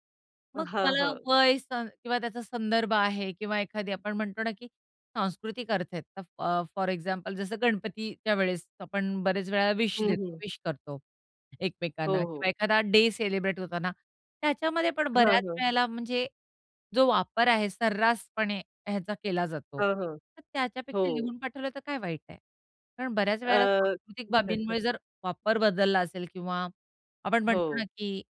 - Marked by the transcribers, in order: other background noise; chuckle; tapping
- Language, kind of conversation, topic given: Marathi, podcast, तुम्ही इमोजी आणि GIF कधी आणि का वापरता?